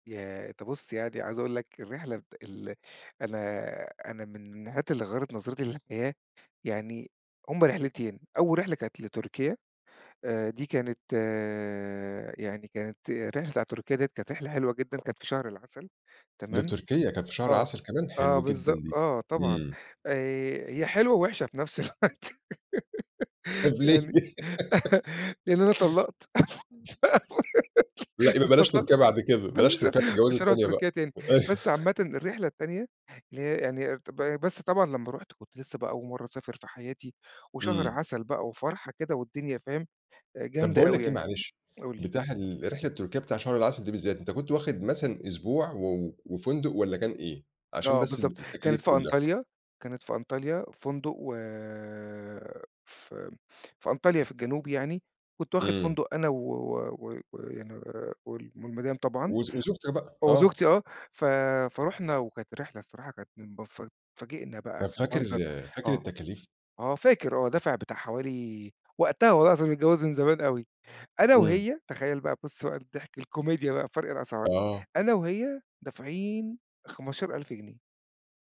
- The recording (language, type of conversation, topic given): Arabic, podcast, احكيلي عن أول رحلة غيّرت نظرتك للعالم؟
- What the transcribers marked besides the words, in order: laughing while speaking: "نفس الوقت"; laugh; laughing while speaking: "طب ليه؟"; laugh; laughing while speaking: "طلّقت انفصلت، ما نيش ه"; unintelligible speech; laughing while speaking: "أيوه"; unintelligible speech